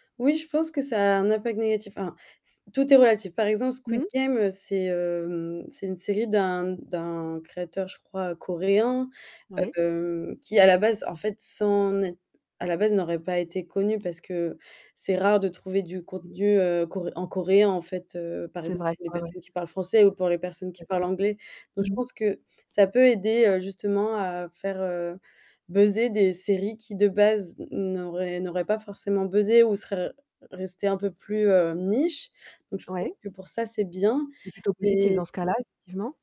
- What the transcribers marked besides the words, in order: static; distorted speech; tapping; unintelligible speech; other background noise
- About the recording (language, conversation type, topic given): French, podcast, Quel rôle les réseaux sociaux jouent-ils dans la création du buzz autour d’une série ?